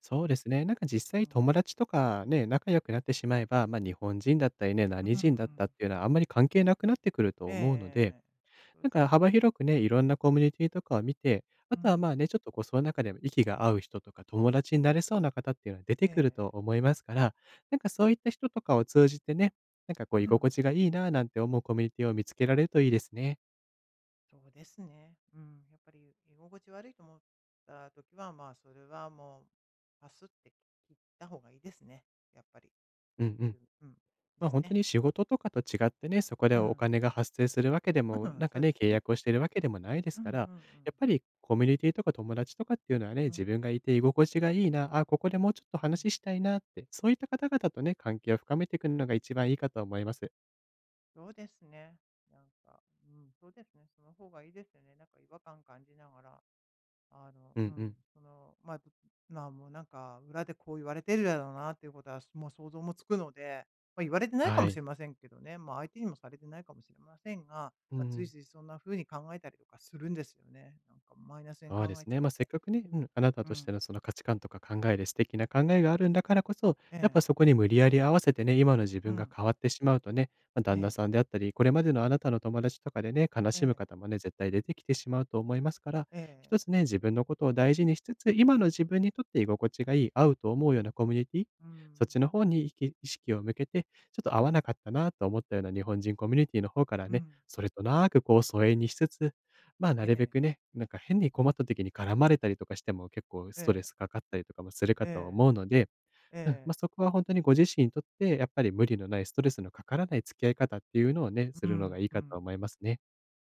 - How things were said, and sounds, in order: none
- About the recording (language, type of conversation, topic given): Japanese, advice, 批判されたとき、自分の価値と意見をどのように切り分けますか？